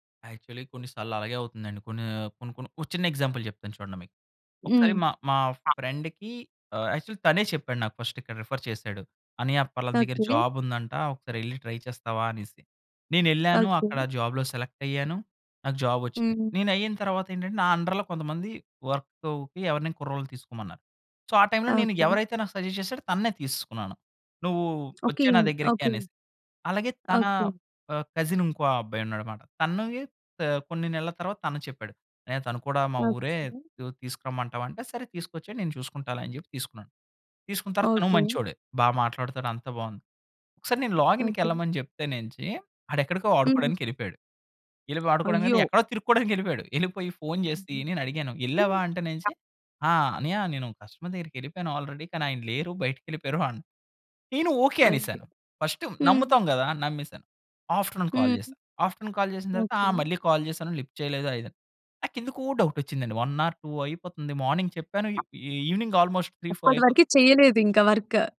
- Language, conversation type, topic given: Telugu, podcast, ఒత్తిడిని తగ్గించుకోవడానికి మీరు సాధారణంగా ఏ మార్గాలు అనుసరిస్తారు?
- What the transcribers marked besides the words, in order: in English: "యాక్చువల్లీ"; in English: "ఎగ్జాంపుల్"; in English: "ఫ్రెండ్‌కి"; in English: "యాక్చువల్"; in English: "ఫస్ట్"; in English: "రిఫర్"; in English: "ట్రై"; in English: "జాబ్‌లో"; in English: "అండర్‌లో"; in English: "సో"; in English: "సజెస్ట్"; other background noise; other noise; in English: "కస్టమర్"; in English: "ఆల్రెడీ"; tapping; in English: "ఆఫ్టర్‌నూన్ కాల్"; in English: "ఆఫ్టర్‌నూన్ కాల్"; in English: "కాల్"; in English: "లిఫ్ట్"; in English: "వన్ ఆర్ టు"; in English: "మార్నింగ్"; in English: "ఆల్మోస్ట్ త్రీ ఫోర్"; in English: "వర్క్"